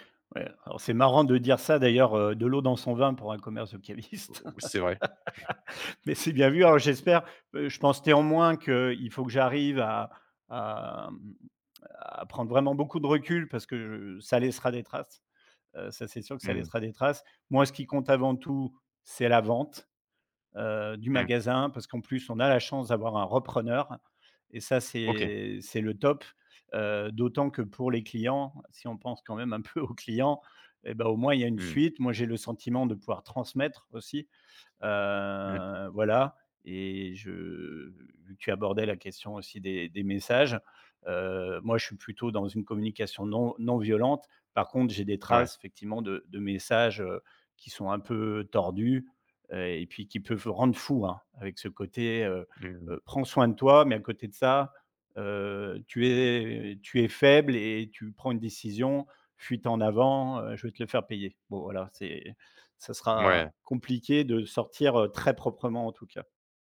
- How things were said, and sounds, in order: laugh; tapping; laughing while speaking: "un peu"; drawn out: "heu"; drawn out: "je"; stressed: "très"
- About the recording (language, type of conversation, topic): French, advice, Comment gérer une dispute avec un ami après un malentendu ?
- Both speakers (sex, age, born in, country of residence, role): male, 30-34, France, France, advisor; male, 50-54, France, France, user